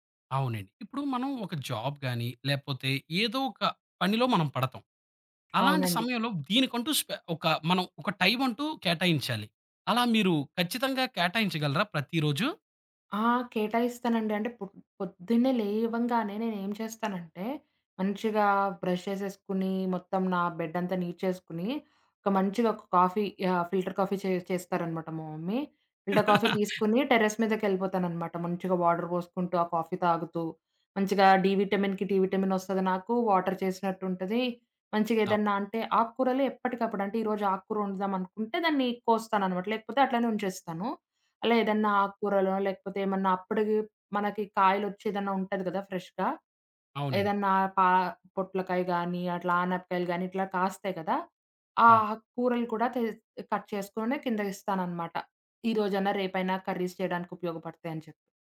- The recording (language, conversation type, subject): Telugu, podcast, హాబీలు మీ ఒత్తిడిని తగ్గించడంలో ఎలా సహాయపడతాయి?
- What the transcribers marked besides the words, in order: in English: "జాబ్"; other background noise; in English: "బ్రష్"; in English: "నీట్"; in English: "ఫిల్టర్"; in English: "మమ్మీ. ఫిల్టర్"; chuckle; in English: "టెర్రస్"; in English: "వాటర్"; in English: "డీ విటమిన్‌కి డీ విటమిన్"; in English: "వాటర్"; in English: "ఫ్రెష్‌గా"; in English: "కట్"; in English: "కర్రీస్"